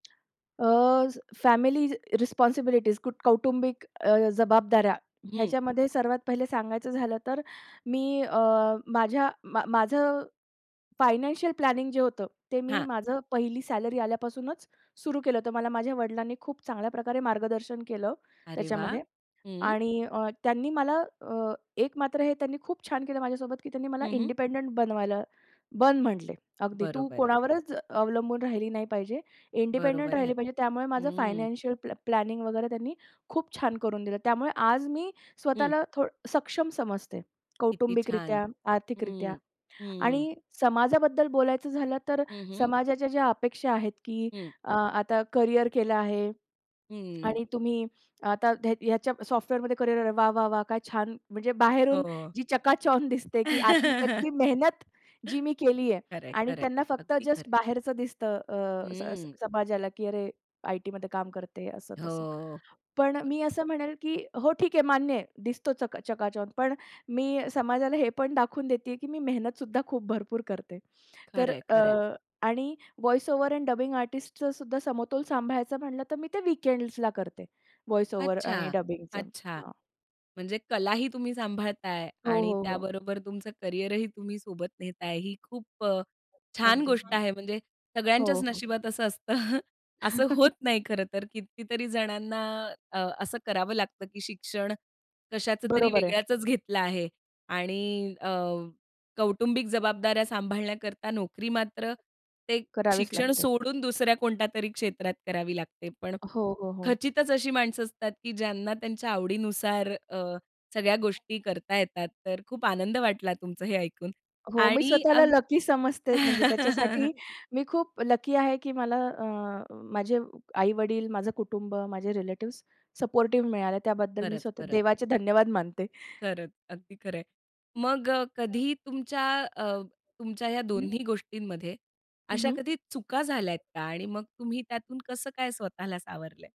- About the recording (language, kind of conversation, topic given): Marathi, podcast, नवीन क्षेत्रात प्रवेश करायचं ठरवलं तर तुम्ही सर्वात आधी काय करता?
- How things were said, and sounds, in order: tapping; in English: "रिस्पॉन्सिबिलिटीज"; other background noise; in English: "प्लॅनिंग"; in English: "इंडिपेंडंट"; in English: "इंडिपेंडंट"; in English: "प्लॅनिंग"; laugh; in English: "वीकेंड्सला"; laugh; chuckle; horn; laugh; unintelligible speech